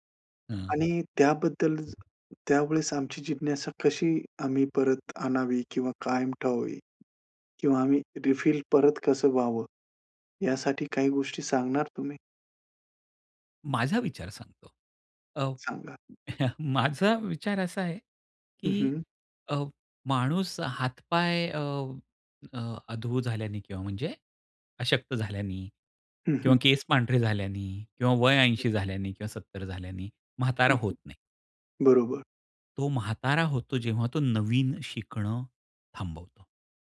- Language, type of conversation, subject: Marathi, podcast, तुमची जिज्ञासा कायम जागृत कशी ठेवता?
- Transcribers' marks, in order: tapping; in English: "रिफिल"; chuckle